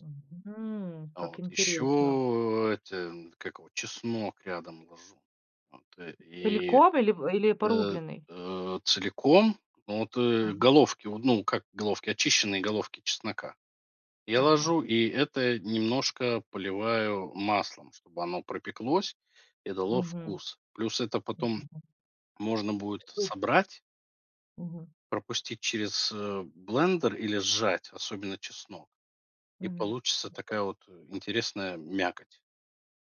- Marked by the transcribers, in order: tapping
- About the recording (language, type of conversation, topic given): Russian, podcast, Что самое важное нужно учитывать при приготовлении супов?